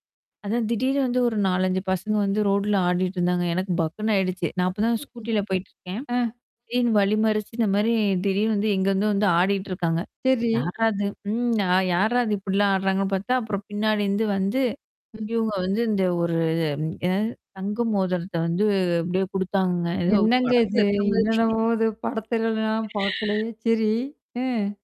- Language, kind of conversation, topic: Tamil, podcast, உங்களுக்கு மறக்க முடியாத ஒரு சந்திப்பு பற்றி சொல்ல முடியுமா?
- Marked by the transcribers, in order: static; distorted speech; laughing while speaking: "ஏதோ படத்துல இருக்க மாரி"; other noise